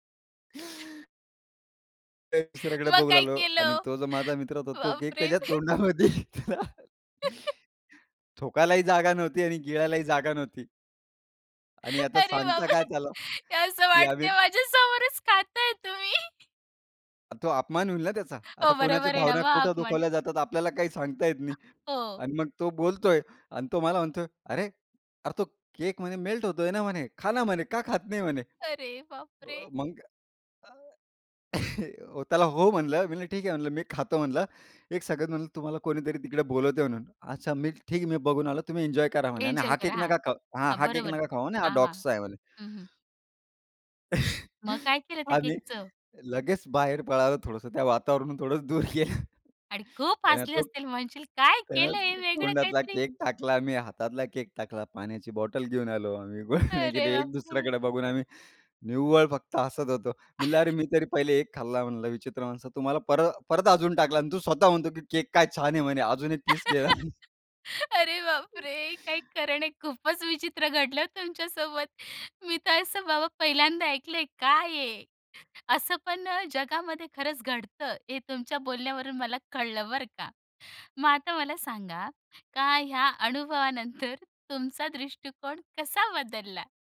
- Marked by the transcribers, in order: inhale; other background noise; inhale; laughing while speaking: "मग काय केलं हो? बापरे"; chuckle; laughing while speaking: "तोंडामध्ये होता"; chuckle; laughing while speaking: "अरे बाबा रे! हे असं वाटतंय माझ्या समोरच खाताय तुम्ही"; tapping; other noise; chuckle; unintelligible speech; chuckle; laughing while speaking: "गेलो"; laughing while speaking: "केलं हे वेगळं काहीतरी"; laughing while speaking: "गुळणे केले"; chuckle; laughing while speaking: "अजून एक पीस घे ना, म्हणे"; laugh; laughing while speaking: "अरे, बापरे! काही खरं नाही, खूपच विचित्र घडलं तुमच्यासोबत"; laughing while speaking: "अनुभवानंतर"
- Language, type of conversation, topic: Marathi, podcast, कधी तुम्हाला एखाद्या ठिकाणी अचानक विचित्र किंवा वेगळं वाटलं आहे का?